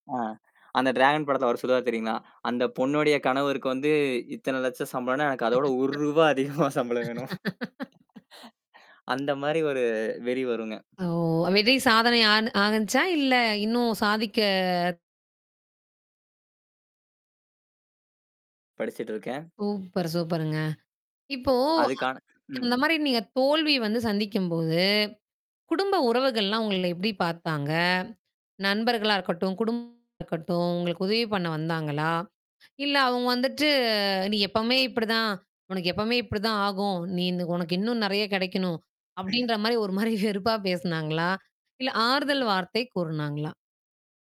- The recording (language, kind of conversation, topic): Tamil, podcast, தோல்வியைச் சந்தித்தபோது நீங்கள் என்ன கற்றுக்கொண்டீர்கள்?
- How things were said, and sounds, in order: chuckle; laugh; laughing while speaking: "அதிகமா சம்பளம் வேணும்"; tapping; other noise; "ஆகிச்சா" said as "ஆணுச்சா"; drawn out: "சாதிக்க"; mechanical hum; distorted speech; drawn out: "வந்துட்டு"; throat clearing; laughing while speaking: "ஒரு மாரி வெறுப்பா பேசுனாங்களா?"